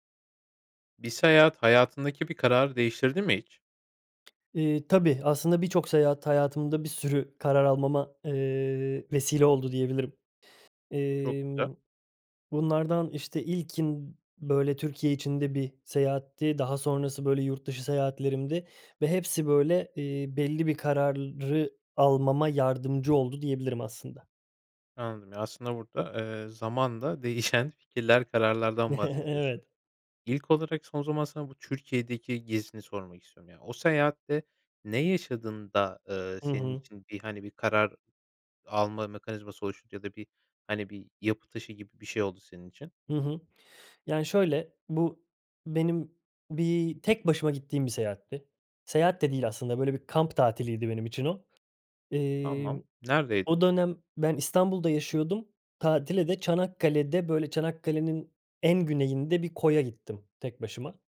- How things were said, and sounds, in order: tapping; "kararı" said as "kararlrı"; laughing while speaking: "değişen fikirler"; other background noise; chuckle; stressed: "tek"
- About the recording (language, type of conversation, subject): Turkish, podcast, Bir seyahat, hayatınızdaki bir kararı değiştirmenize neden oldu mu?